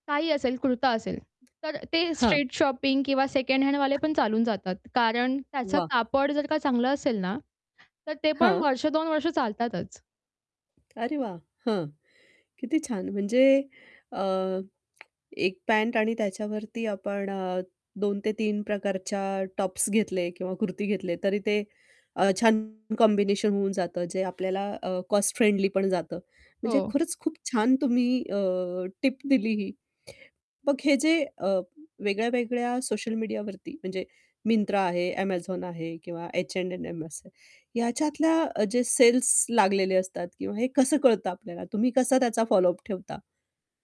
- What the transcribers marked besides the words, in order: static; tapping; in English: "स्ट्रीट शॉपिंग"; other background noise; distorted speech; in English: "कॉम्बिनेशन"; in English: "कॉस्ट फ्रेंडली"
- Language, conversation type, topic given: Marathi, podcast, बजेटमध्येही स्टाइल कशी कायम राखता?